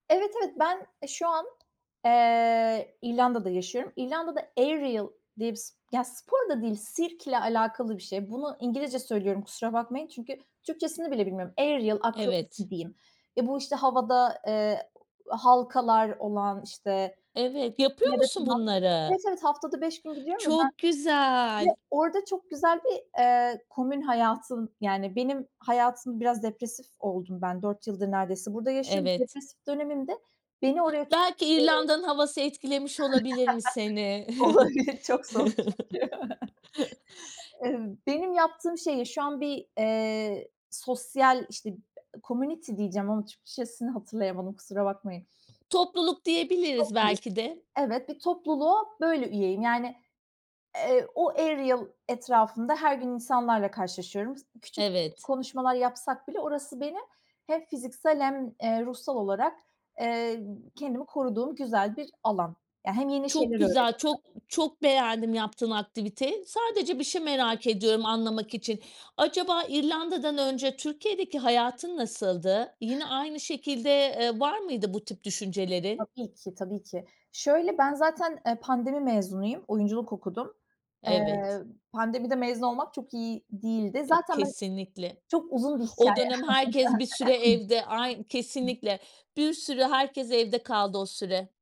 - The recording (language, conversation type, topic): Turkish, podcast, Özgüvenini nasıl inşa ettin?
- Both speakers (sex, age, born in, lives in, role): female, 25-29, Turkey, Ireland, guest; female, 40-44, Turkey, Portugal, host
- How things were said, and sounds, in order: tapping; in English: "aerial"; "akrobasi" said as "akrobisi"; unintelligible speech; unintelligible speech; chuckle; laughing while speaking: "Olabilir, çok soğuk çünkü"; chuckle; in English: "community"; in English: "aerial"; other background noise; chuckle